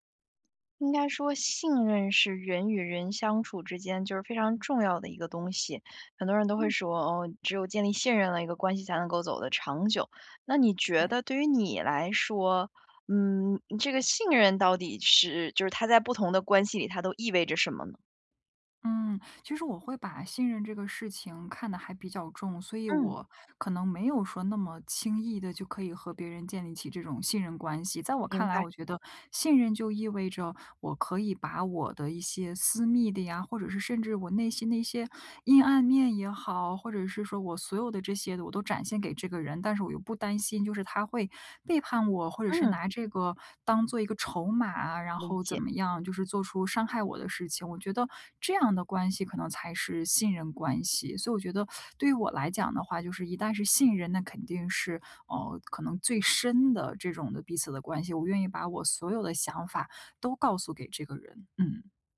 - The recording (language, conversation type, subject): Chinese, podcast, 什么行为最能快速建立信任？
- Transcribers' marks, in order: anticipating: "嗯"